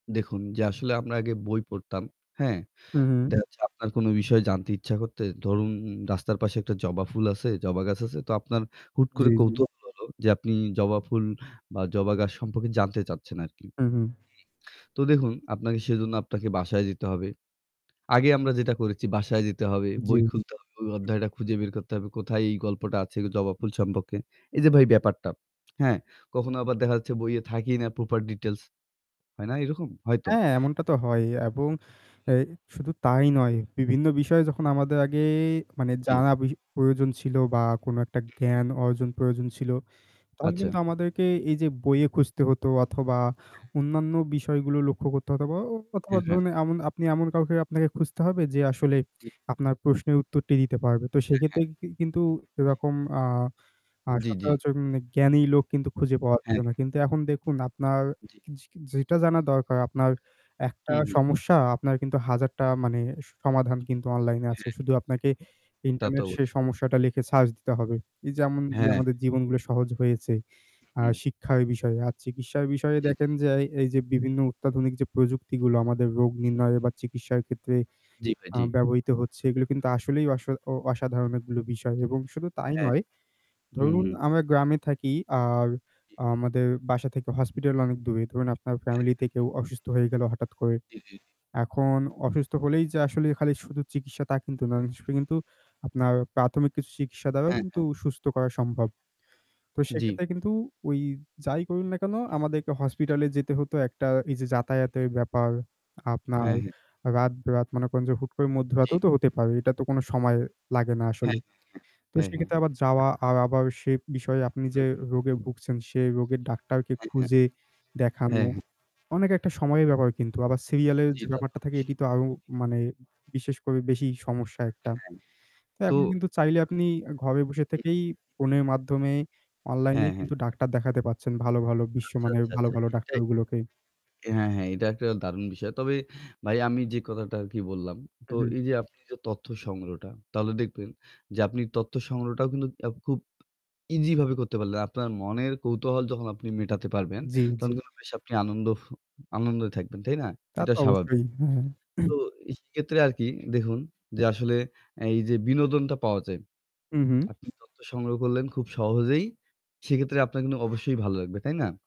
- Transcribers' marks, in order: static; distorted speech; other background noise; "সম্পর্কে" said as "সম্পক্কে"; drawn out: "আগে"; tapping; unintelligible speech; throat clearing; "দেখুন" said as "দেহুন"
- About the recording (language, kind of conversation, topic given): Bengali, unstructured, ইন্টারনেট ছাড়া জীবন কেমন কাটবে বলে আপনি মনে করেন?